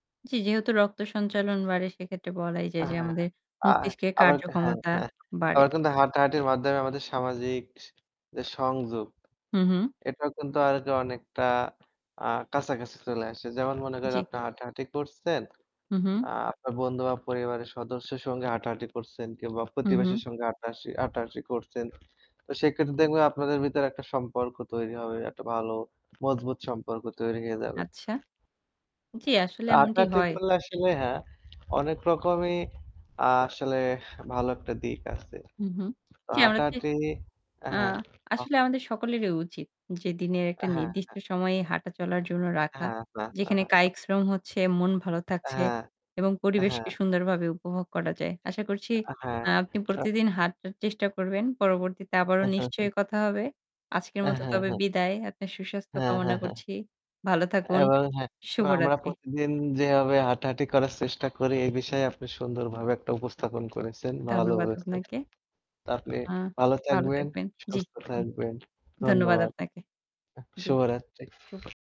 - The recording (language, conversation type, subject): Bengali, unstructured, আপনি কি প্রতিদিন হাঁটার চেষ্টা করেন, আর কেন করেন বা কেন করেন না?
- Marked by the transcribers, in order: static; other background noise; distorted speech; tapping; horn; "হাঁটাহাটি" said as "হাটাসি"; "হাঁটা-হাটি" said as "হাটাসি"; chuckle; chuckle; other street noise